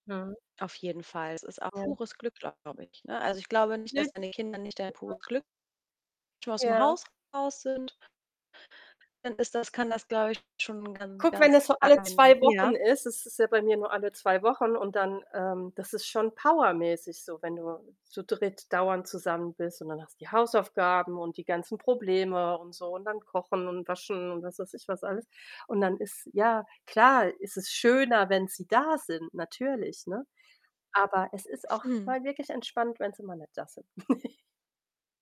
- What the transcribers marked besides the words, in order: static; distorted speech; other background noise; unintelligible speech; stressed: "da"; giggle
- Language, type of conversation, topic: German, unstructured, Was bedeutet Glück für dich persönlich?